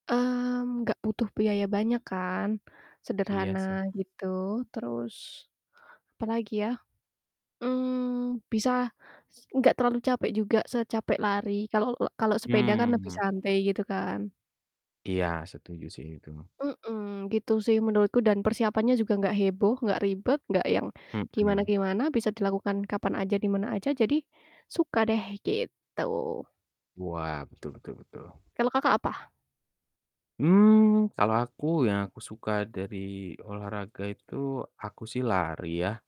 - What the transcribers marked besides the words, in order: static; tapping
- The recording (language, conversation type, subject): Indonesian, unstructured, Apa jenis olahraga favoritmu dan mengapa?